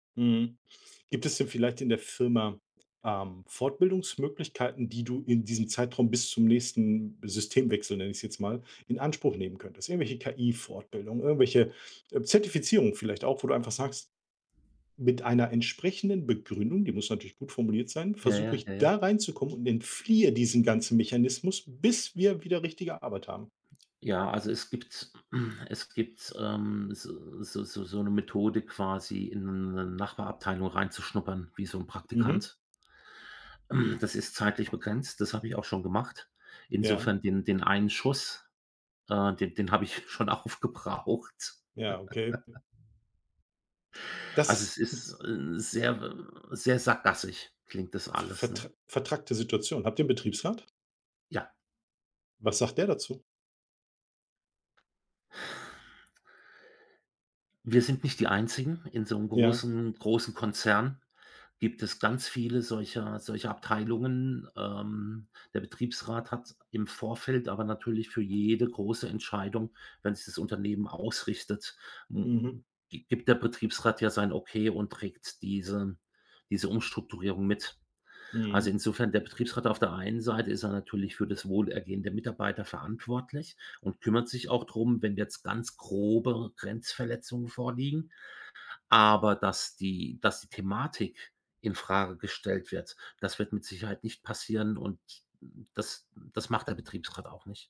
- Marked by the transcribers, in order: throat clearing; throat clearing; laughing while speaking: "schon auf gebraucht"; other noise; laugh; unintelligible speech
- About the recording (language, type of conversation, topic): German, advice, Warum fühlt sich mein Job trotz guter Bezahlung sinnlos an?